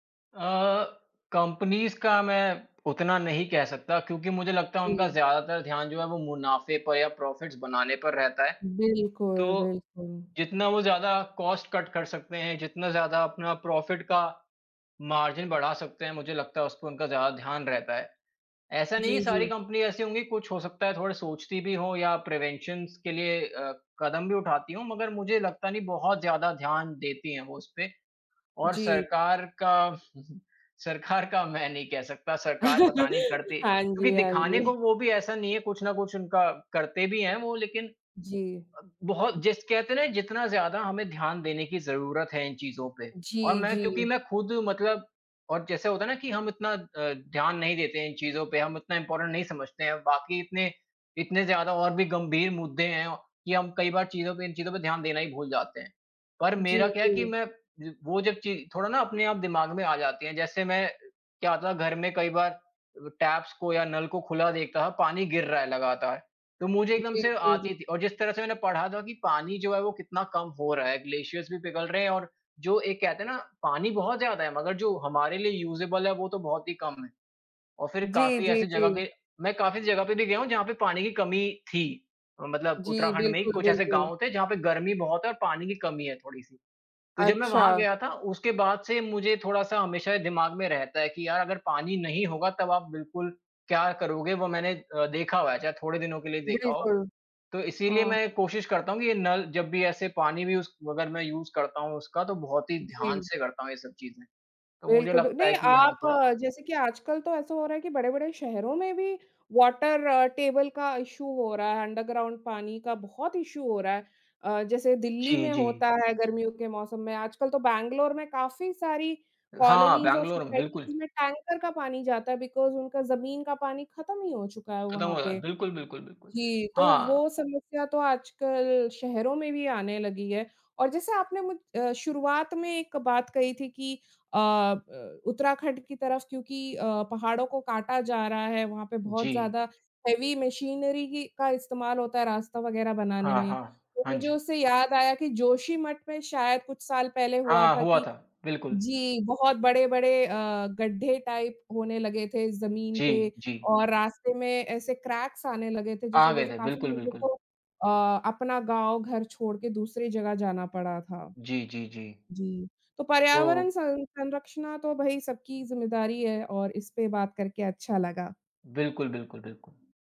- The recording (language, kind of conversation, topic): Hindi, unstructured, क्या आपको यह देखकर खुशी होती है कि अब पर्यावरण संरक्षण पर ज़्यादा ध्यान दिया जा रहा है?
- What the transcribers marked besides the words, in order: in English: "कॉम्पनीज़"; in English: "प्रॉफिट्स"; in English: "कॉस्ट कट"; in English: "प्रॉफिट"; in English: "मार्जिन"; in English: "कंपनी"; in English: "प्रिवेंशन्सज़"; chuckle; laughing while speaking: "सरकार का मैं नहीं"; laugh; laughing while speaking: "हाँ जी, हाँ जी"; in English: "इम्पॉर्टन्ट"; in English: "टेप्स"; in English: "ग्लेशियरज़"; in English: "यूज़ेबल"; other noise; in English: "यूज़"; in English: "यूज़"; in English: "वाटर टेबल"; in English: "इशू"; in English: "अन्डरग्राउन्ड"; in English: "इशू"; other background noise; in English: "कोलोनीज़"; in English: "सोसायटीज़"; in English: "टैंकर"; in English: "बिकॉज़"; in English: "हेवी मशीनरी"; in English: "टाइप"; in English: "क्रैक्स"